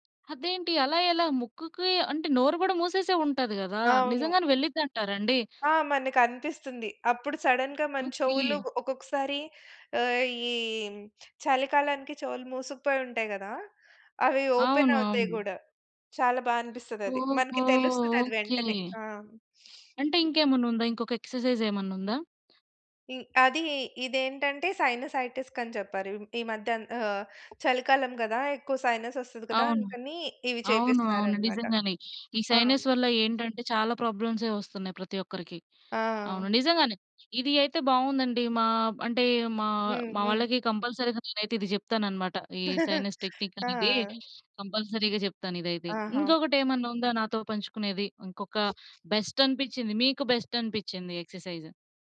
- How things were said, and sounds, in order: in English: "సడెన్‌గా"; in English: "ఓపెన్"; in English: "ఎక్‌సర్సైజ్"; in English: "సైనసైటిస్"; in English: "సైనస్"; in English: "సైనస్"; in English: "కంపల్సరీగా"; other background noise; in English: "సైనస్ టెక్నిక్"; laugh; in English: "కంపల్సరీగా"; in English: "బెస్ట్"; tapping; in English: "బెస్ట్"; in English: "ఎక్‌సర్సైజ్?"
- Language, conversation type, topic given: Telugu, podcast, మీ రోజువారీ దినచర్యలో ధ్యానం లేదా శ్వాసాభ్యాసం ఎప్పుడు, ఎలా చోటు చేసుకుంటాయి?